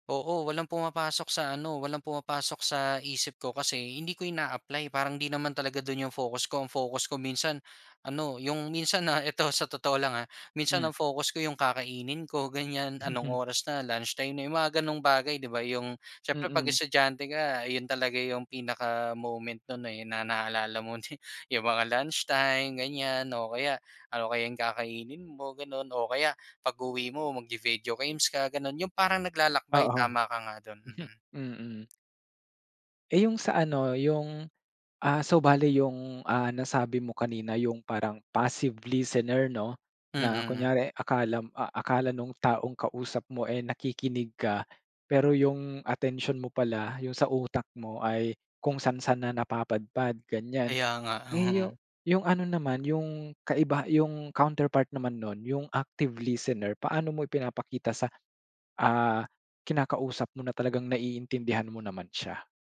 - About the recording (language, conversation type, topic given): Filipino, podcast, Paano ka nakikinig para maintindihan ang kausap, at hindi lang para makasagot?
- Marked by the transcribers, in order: chuckle; laughing while speaking: "ne"; chuckle; in English: "passive listener"; chuckle; in English: "counterpart"; in English: "active listener"